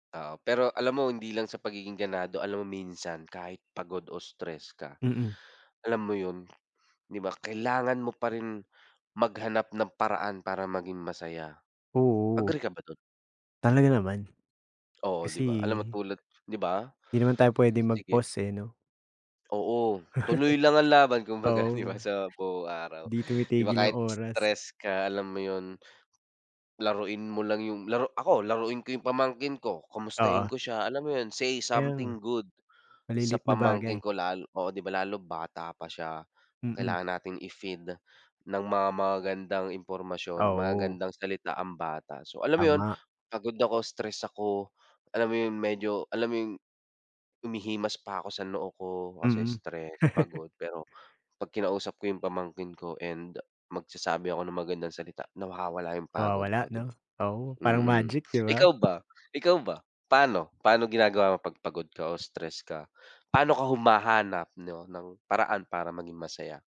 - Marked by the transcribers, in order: gasp; in English: "Agree"; gasp; laughing while speaking: "kumbaga, di ba"; in English: "say something good"; chuckle
- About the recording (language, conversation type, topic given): Filipino, unstructured, Ano ang nagpapasaya sa puso mo araw-araw?